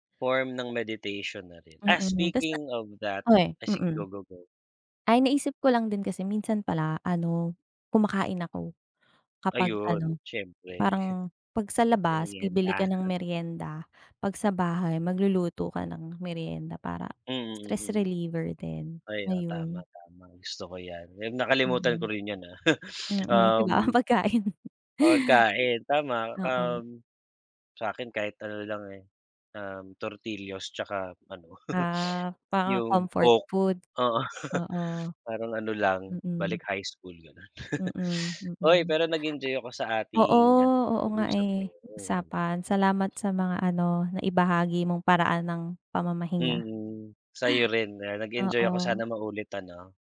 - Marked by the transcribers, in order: in English: "meditation"; in English: "speaking of that"; chuckle; in English: "stress reliever"; chuckle; laughing while speaking: "pagkain"; chuckle; laugh; in English: "comfort food?"; chuckle; chuckle
- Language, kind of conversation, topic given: Filipino, unstructured, Paano mo pinapahalagahan ang oras ng pahinga sa gitna ng abalang araw?